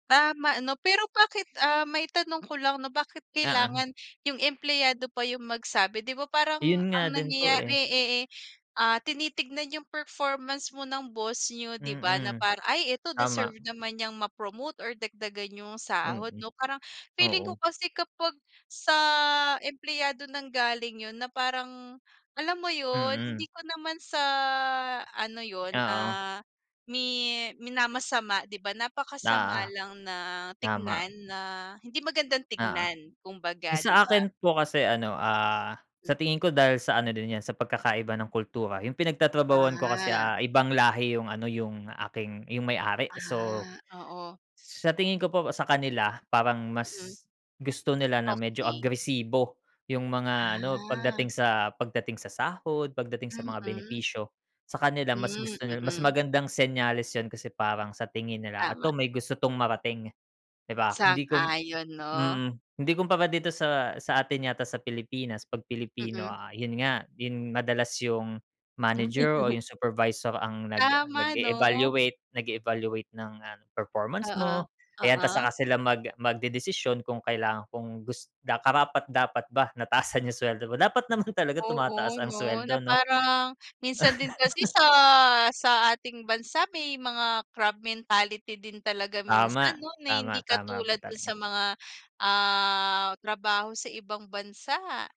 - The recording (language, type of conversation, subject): Filipino, unstructured, Ano ang nararamdaman mo kapag hindi patas ang pagtrato sa iyo sa trabaho?
- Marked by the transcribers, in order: laugh; laughing while speaking: "taasan"; laughing while speaking: "talaga"; laugh